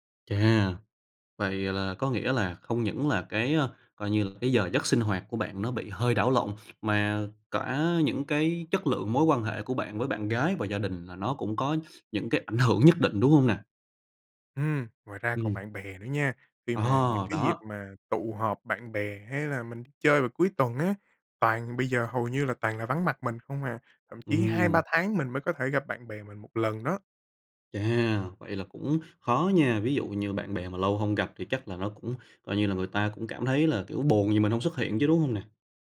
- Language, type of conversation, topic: Vietnamese, advice, Làm thế nào để đặt ranh giới rõ ràng giữa công việc và gia đình?
- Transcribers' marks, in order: tapping; other background noise